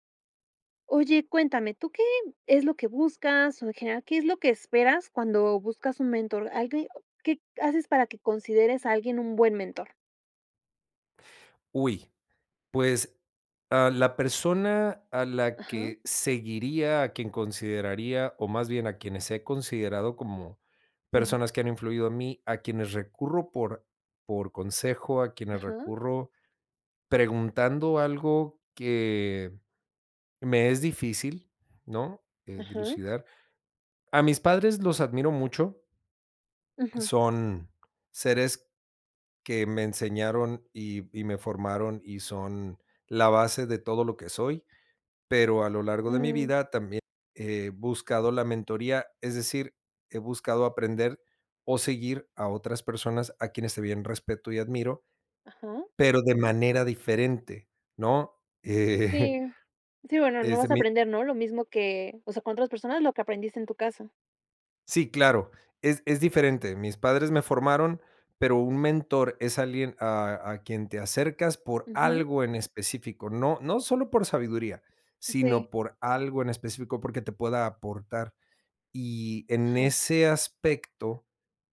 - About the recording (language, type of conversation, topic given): Spanish, podcast, ¿Qué esperas de un buen mentor?
- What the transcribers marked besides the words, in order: unintelligible speech; laughing while speaking: "Eh"